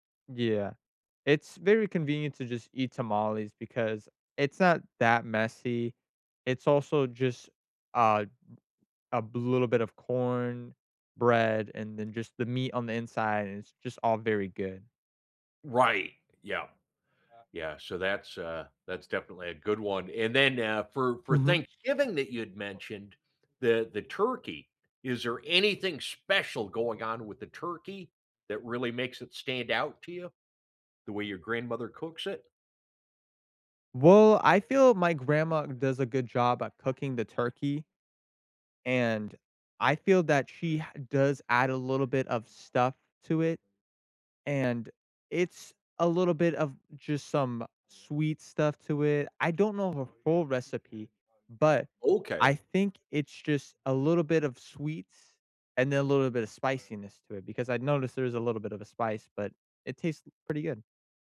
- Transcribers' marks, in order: other background noise; background speech
- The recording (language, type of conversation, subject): English, unstructured, What cultural tradition do you look forward to each year?